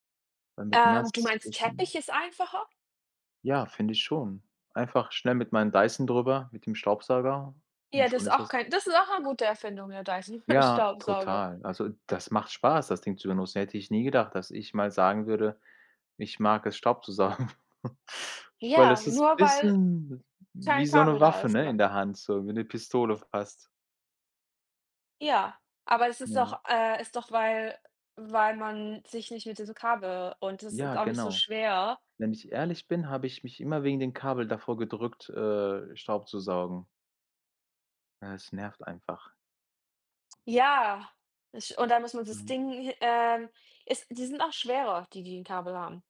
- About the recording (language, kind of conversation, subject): German, unstructured, Welche wissenschaftliche Entdeckung hat dich glücklich gemacht?
- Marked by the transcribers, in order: giggle; giggle